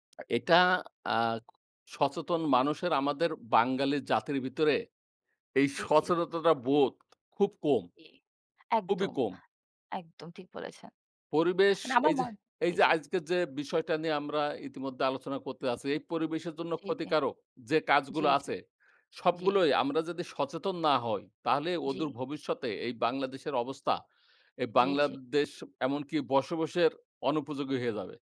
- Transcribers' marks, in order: "সচেতনতা" said as "সচেততনতা"; "আজকের" said as "আইজকের"
- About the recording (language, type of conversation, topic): Bengali, unstructured, পরিবেশের জন্য ক্ষতিকারক কাজ বন্ধ করতে আপনি অন্যদের কীভাবে রাজি করাবেন?